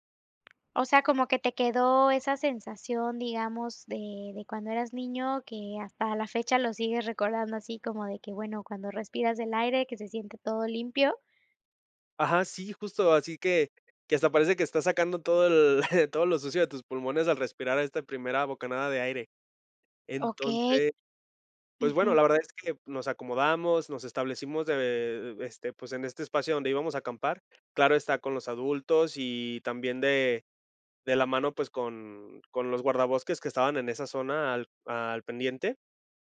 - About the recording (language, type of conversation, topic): Spanish, podcast, ¿Cuál es una aventura al aire libre que nunca olvidaste?
- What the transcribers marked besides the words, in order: chuckle